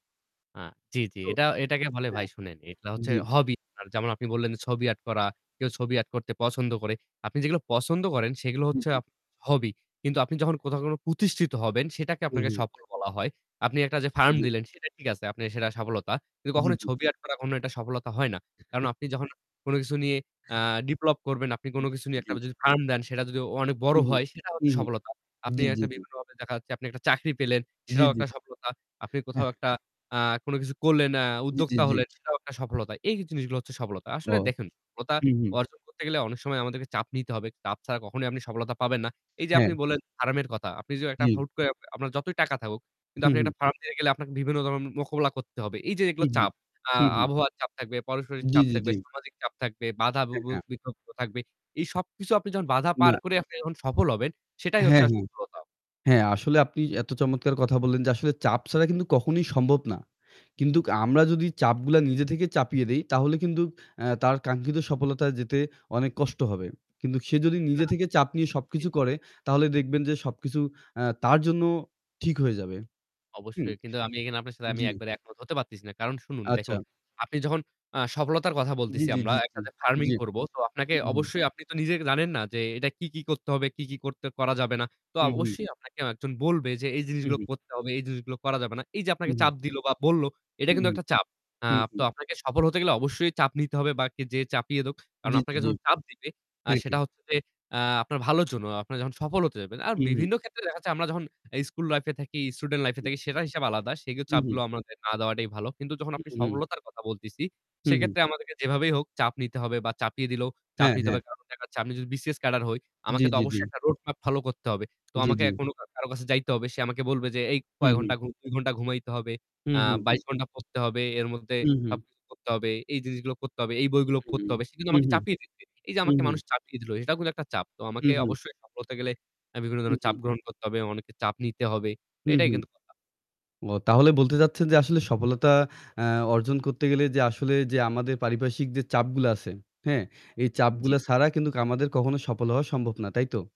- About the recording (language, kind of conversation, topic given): Bengali, unstructured, ছাত্রছাত্রীদের ওপর অতিরিক্ত চাপ দেওয়া কতটা ঠিক?
- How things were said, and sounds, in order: unintelligible speech; "ডেভেলপ" said as "ডিপলব"; distorted speech; scoff; "মোকাবেলা" said as "মোকবলা"; tapping; other background noise; in English: "road map follow"; "কিন্তু" said as "কিন্তুক"